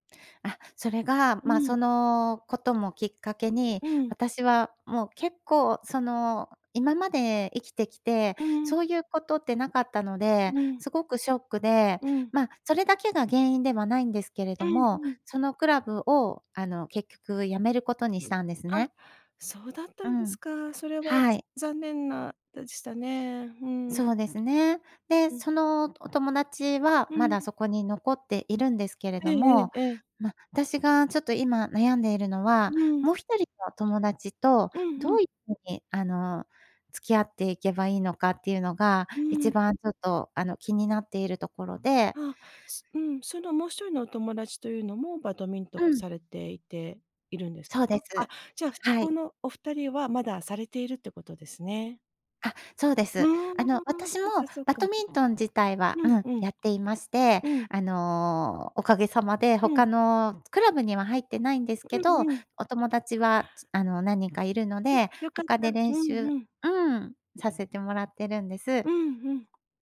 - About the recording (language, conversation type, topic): Japanese, advice, 共通の友人関係をどう維持すればよいか悩んでいますか？
- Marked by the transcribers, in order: none